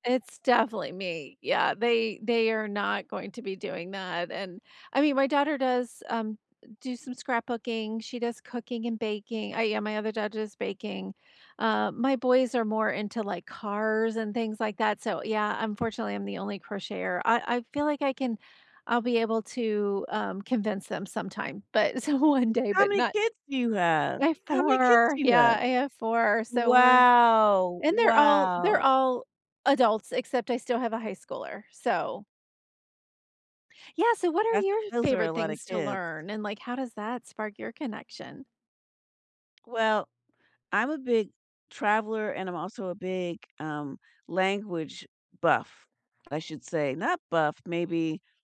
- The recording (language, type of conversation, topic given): English, unstructured, What are your favorite ways to learn, and how can they help you connect with others?
- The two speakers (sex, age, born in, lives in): female, 50-54, United States, United States; female, 60-64, United States, United States
- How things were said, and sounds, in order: other background noise; anticipating: "How many kids do you have? How many kids do you have?"; laughing while speaking: "so, one day"; drawn out: "Wow"; tapping